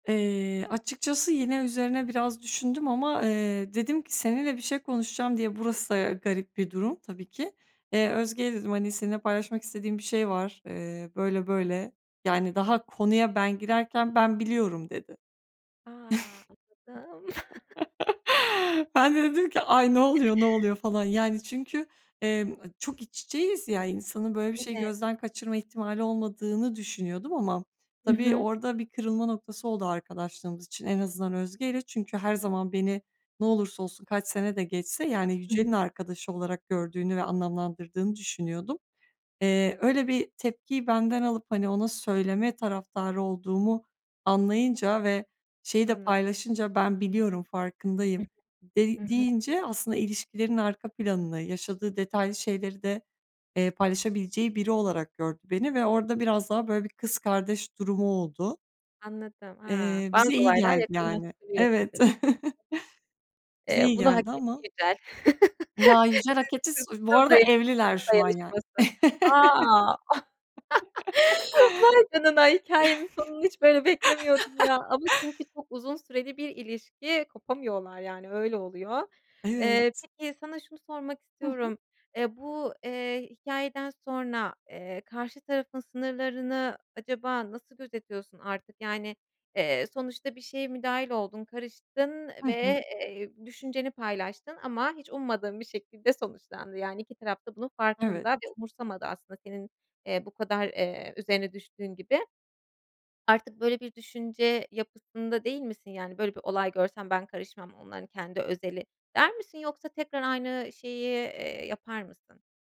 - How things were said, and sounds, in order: laugh; chuckle; other background noise; other noise; chuckle; tapping; laugh; unintelligible speech; laugh; laugh
- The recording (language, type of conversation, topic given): Turkish, podcast, Cesur bir gerçeği paylaşmaya nasıl hazırlanırsın?